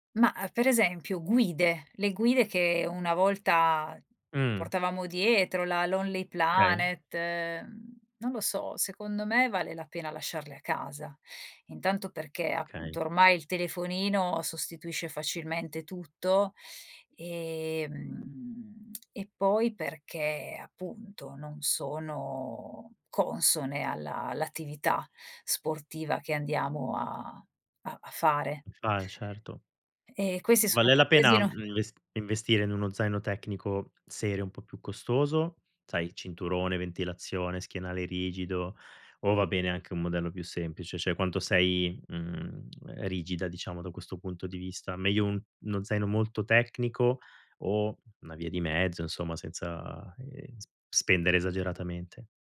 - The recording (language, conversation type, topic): Italian, podcast, Quali sono i tuoi consigli per preparare lo zaino da trekking?
- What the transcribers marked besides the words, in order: "certo" said as "scerto"; unintelligible speech